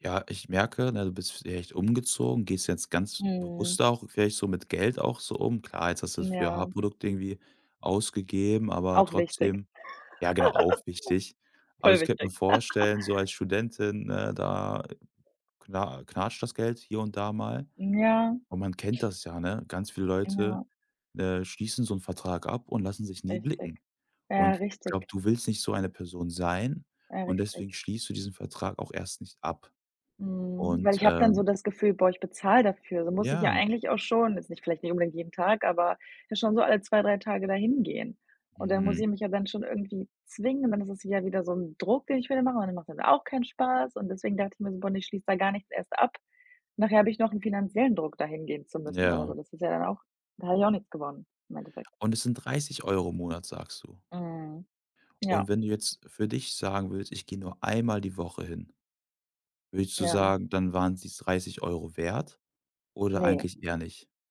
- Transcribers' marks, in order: laugh; other background noise
- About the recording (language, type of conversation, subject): German, advice, Wie schaffe ich es, mein Sportprogramm langfristig durchzuhalten, wenn mir nach ein paar Wochen die Motivation fehlt?